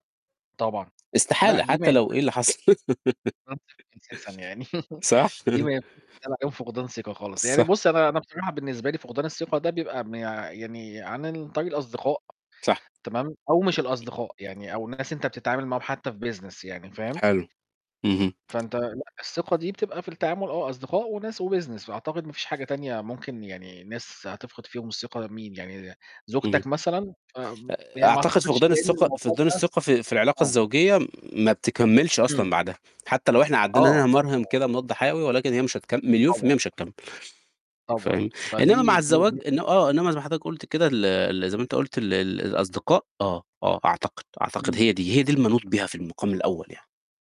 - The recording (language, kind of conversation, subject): Arabic, unstructured, هل ممكن العلاقة تكمل بعد ما الثقة تضيع؟
- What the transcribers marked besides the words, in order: other background noise; distorted speech; unintelligible speech; chuckle; laugh; tapping; mechanical hum; in English: "business"; in English: "وbusiness"